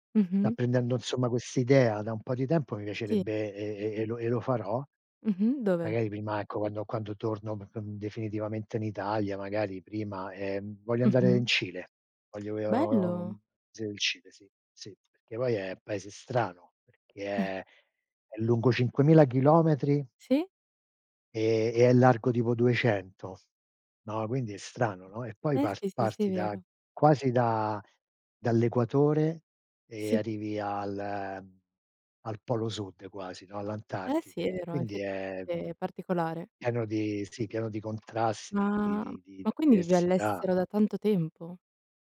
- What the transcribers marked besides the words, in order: "insomma" said as "nsomma"; other background noise; chuckle; "quasi" said as "guasi"
- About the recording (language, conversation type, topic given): Italian, unstructured, Hai un viaggio da sogno che vorresti fare?